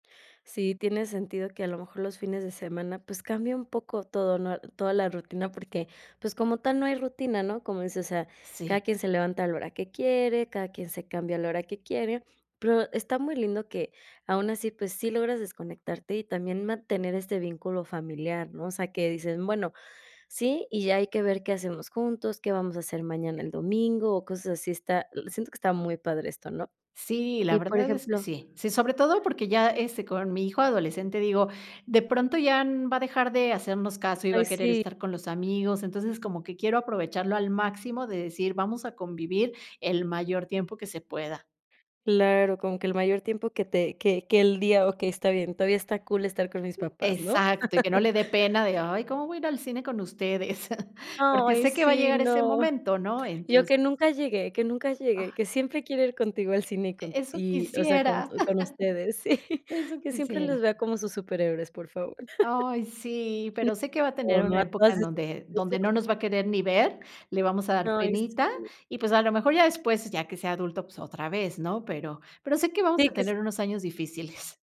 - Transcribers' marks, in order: other noise; chuckle; chuckle; other background noise; chuckle; laughing while speaking: "sí"; chuckle; unintelligible speech
- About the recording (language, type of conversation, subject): Spanish, podcast, ¿Qué haces para desconectar al final del día?
- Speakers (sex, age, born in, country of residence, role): female, 30-34, United States, United States, host; female, 45-49, Mexico, Mexico, guest